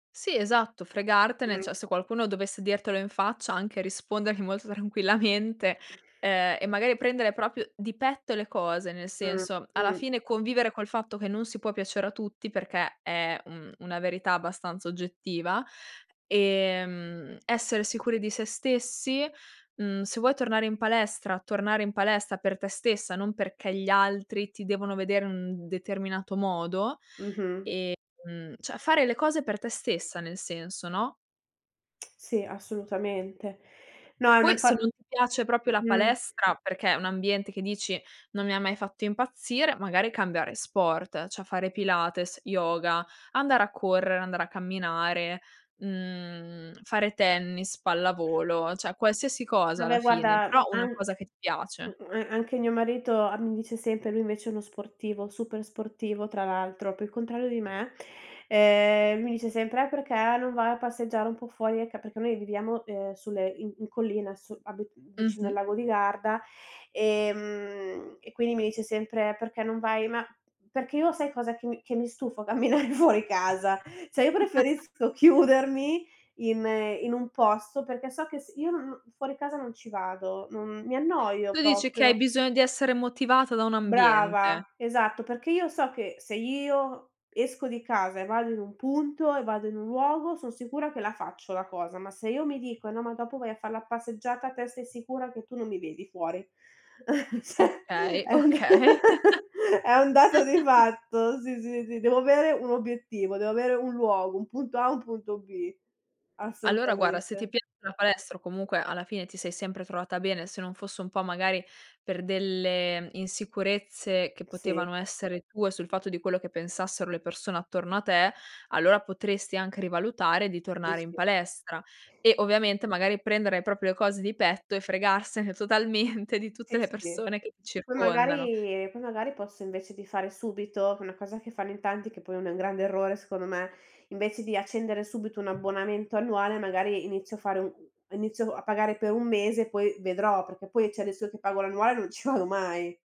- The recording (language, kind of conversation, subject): Italian, advice, Come posso gestire l’imbarazzo in palestra quando sono circondato da estranei?
- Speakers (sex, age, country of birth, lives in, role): female, 20-24, Italy, Italy, advisor; female, 30-34, Italy, Italy, user
- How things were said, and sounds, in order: "cioè" said as "ceh"; other background noise; laughing while speaking: "tranquillamente"; "cioè" said as "ceh"; tapping; "proprio" said as "propio"; "cioè" said as "ceh"; "cioè" said as "ceh"; "proprio" said as "propio"; "Ecco" said as "Ecca"; laughing while speaking: "camminare"; laugh; "Cioè" said as "ceh"; laughing while speaking: "chiudermi"; "proprio" said as "propio"; "bisogno" said as "bison"; laugh; laughing while speaking: "ceh è un è un dato di fatto"; "Cioè" said as "ceh"; laughing while speaking: "okay"; laugh; "guarda" said as "guara"; laughing while speaking: "fregarsene totalmente"; laughing while speaking: "ci vado"